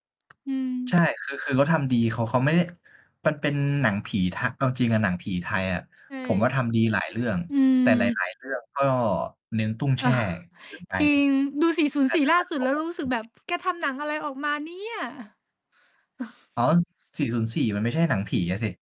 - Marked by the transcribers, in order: distorted speech; tapping; mechanical hum; chuckle; chuckle
- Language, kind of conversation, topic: Thai, unstructured, ถ้าคุณต้องเลือกงานอดิเรกใหม่ คุณอยากลองทำอะไร?